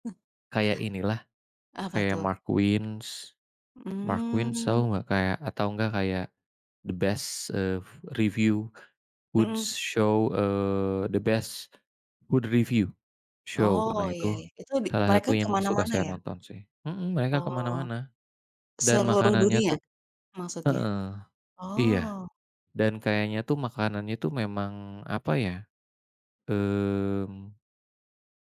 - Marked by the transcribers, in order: in English: "the best"; in English: "review, good show"; in English: "the best, food review, show"
- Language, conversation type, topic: Indonesian, unstructured, Apa cara favorit Anda untuk bersantai setelah hari yang panjang?